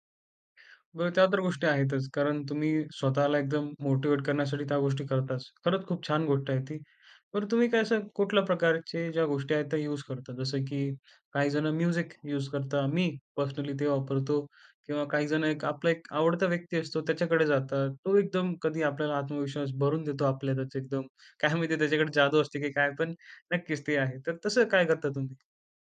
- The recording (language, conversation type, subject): Marathi, podcast, खराब दिवसातही आत्मविश्वास कसा दाखवता?
- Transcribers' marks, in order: in English: "मोटिव्हेट"; in English: "यूज"; in English: "म्युझिक युज"; in English: "पर्सनली"; laughing while speaking: "काय माहिती त्याच्याकडे जादू असते की काय"